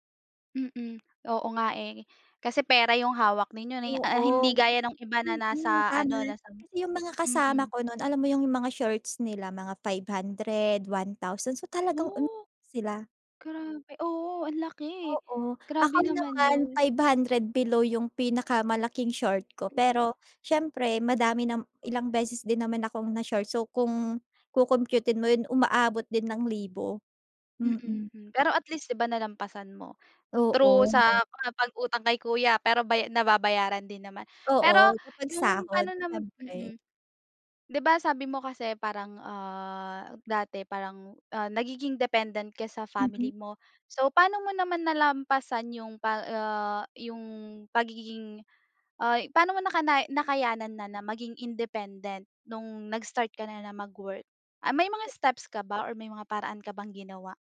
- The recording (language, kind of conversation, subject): Filipino, podcast, Ano ang pinakamalaking hamon na naranasan mo sa trabaho?
- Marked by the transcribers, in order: tapping; other background noise